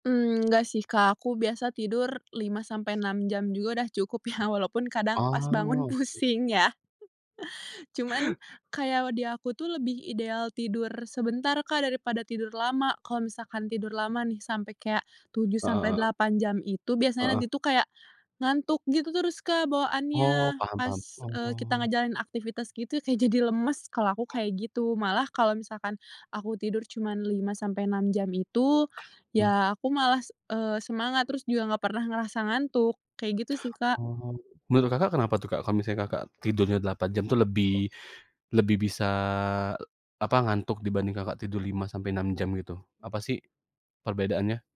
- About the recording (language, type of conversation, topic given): Indonesian, podcast, Apa rutinitas tidur yang biasanya kamu jalani?
- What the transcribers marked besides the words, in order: laughing while speaking: "ya"; laughing while speaking: "pusing"; other background noise; tapping